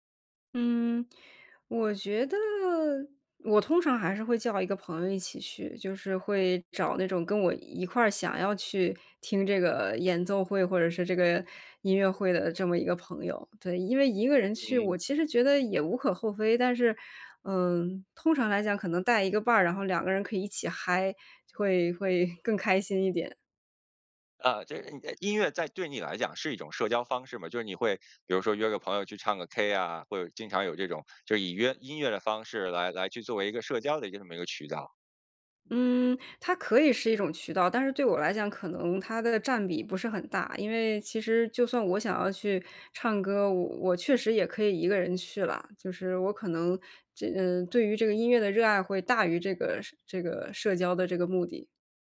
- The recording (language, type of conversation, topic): Chinese, podcast, 你对音乐的热爱是从哪里开始的？
- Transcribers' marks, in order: none